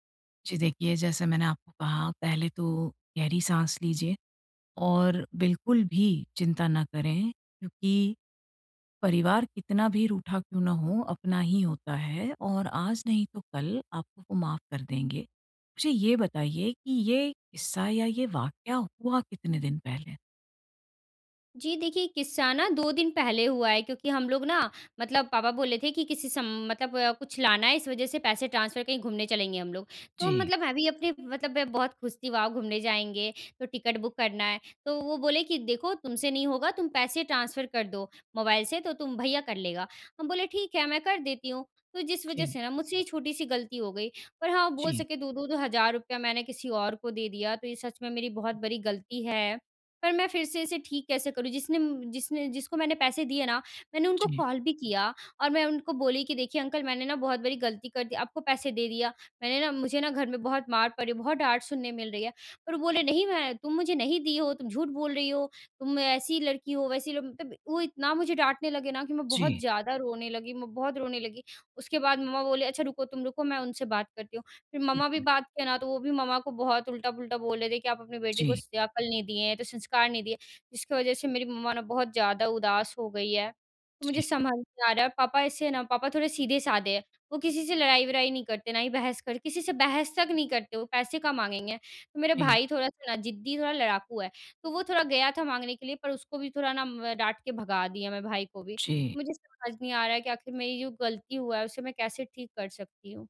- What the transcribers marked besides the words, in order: other noise; in English: "ट्रांसफर"; in English: "वॉव"; in English: "बुक"; in English: "ट्रांसफर"; unintelligible speech
- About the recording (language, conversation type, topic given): Hindi, advice, मैं अपनी गलती स्वीकार करके उसे कैसे सुधारूँ?